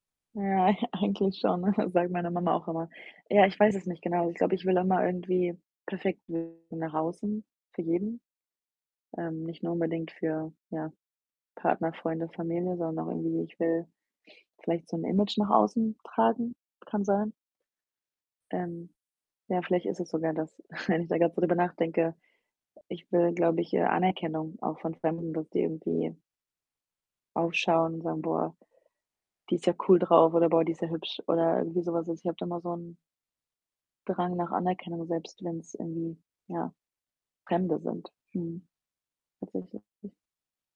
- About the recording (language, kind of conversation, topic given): German, advice, Wie kann ich trotz Angst vor Bewertung und Scheitern ins Tun kommen?
- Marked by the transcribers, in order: laughing while speaking: "eigentlich schon, ne"; distorted speech; chuckle